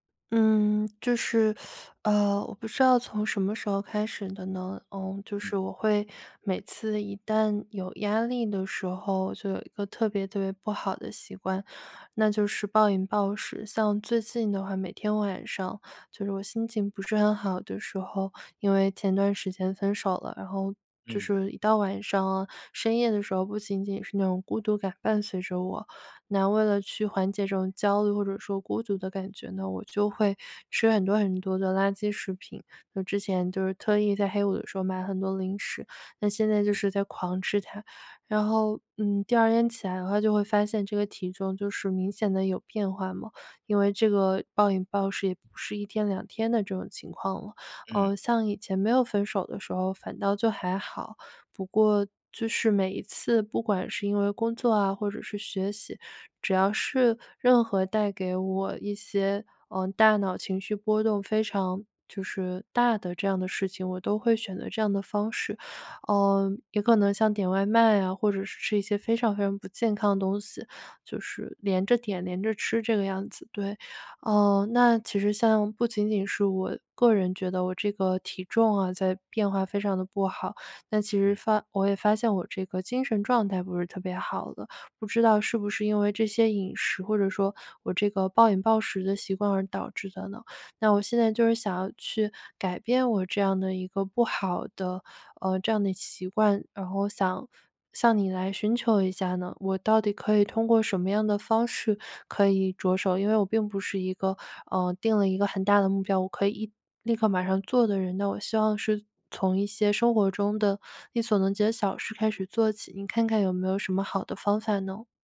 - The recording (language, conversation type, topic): Chinese, advice, 你在压力来临时为什么总会暴饮暴食？
- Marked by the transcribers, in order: teeth sucking; teeth sucking